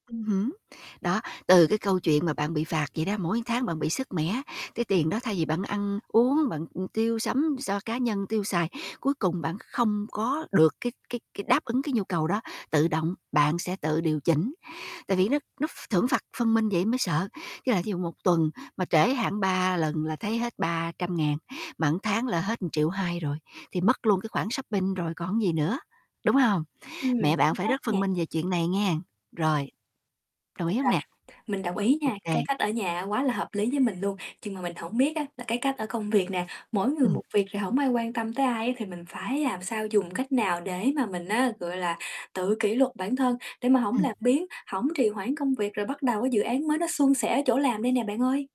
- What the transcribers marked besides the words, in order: distorted speech; static; tapping; other background noise
- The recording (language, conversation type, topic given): Vietnamese, advice, Làm sao để vượt qua sự biếng nhác và thói trì hoãn để bắt đầu một dự án mới?